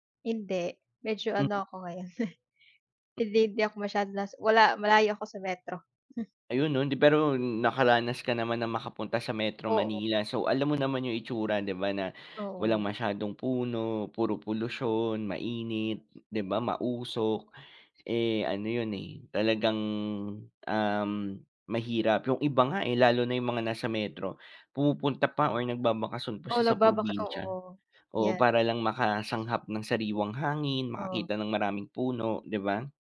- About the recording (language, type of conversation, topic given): Filipino, unstructured, Bakit mahalaga ang pagtatanim ng puno sa ating paligid?
- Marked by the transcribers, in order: chuckle; other background noise; tapping; chuckle